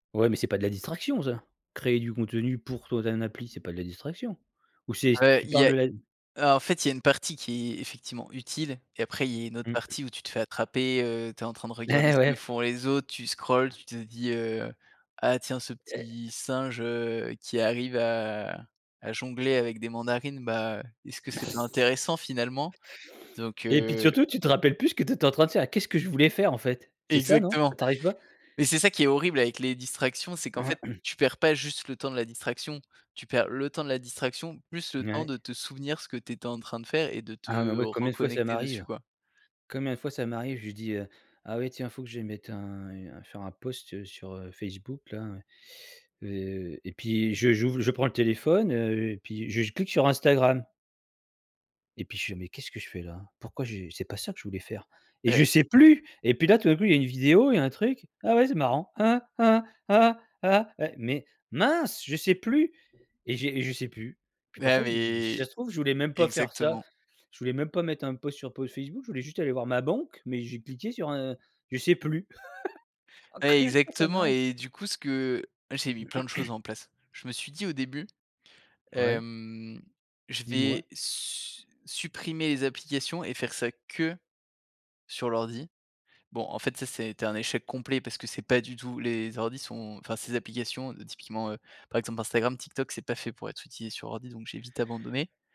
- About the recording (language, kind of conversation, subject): French, podcast, Comment limites-tu les distractions quand tu travailles à la maison ?
- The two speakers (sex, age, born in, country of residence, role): male, 30-34, France, France, guest; male, 45-49, France, France, host
- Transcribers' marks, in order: tapping; in English: "scrolles"; stressed: "plus"; stressed: "mince"; laugh